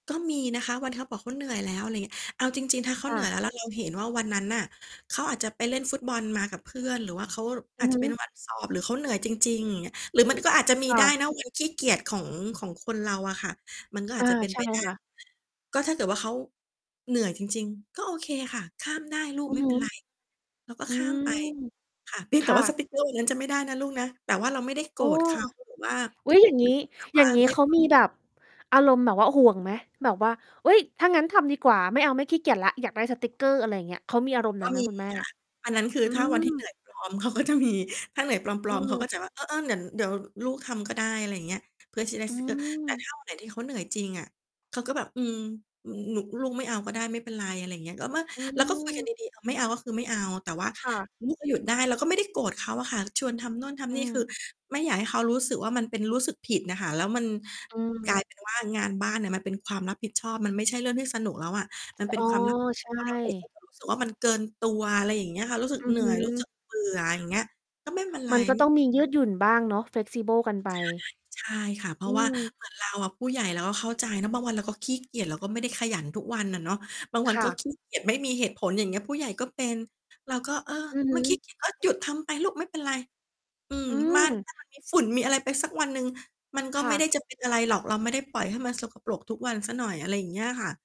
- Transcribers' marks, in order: distorted speech; mechanical hum; static; other background noise; unintelligible speech; laughing while speaking: "เขาก็จะมี"; in English: "Flexible"; tapping
- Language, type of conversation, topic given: Thai, podcast, คุณสอนลูกให้ช่วยงานบ้านอย่างไรให้เขารู้สึกสนุก?